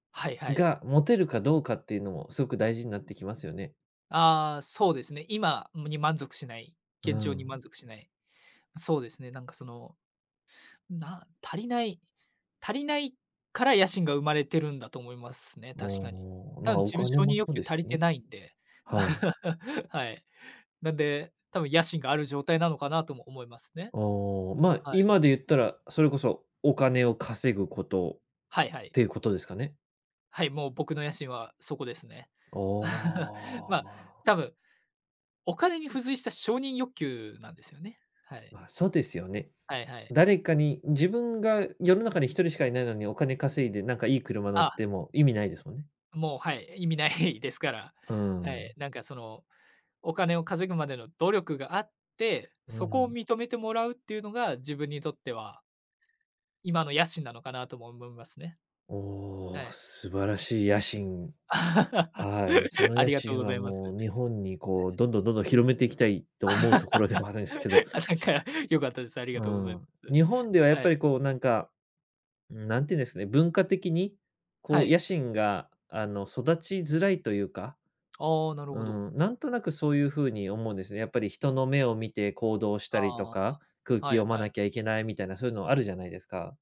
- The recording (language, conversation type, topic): Japanese, podcast, ぶっちゃけ、野心はどこから来ますか?
- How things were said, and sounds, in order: laugh; laugh; laughing while speaking: "意味ない"; laugh; unintelligible speech; laugh; laughing while speaking: "あ、なんか"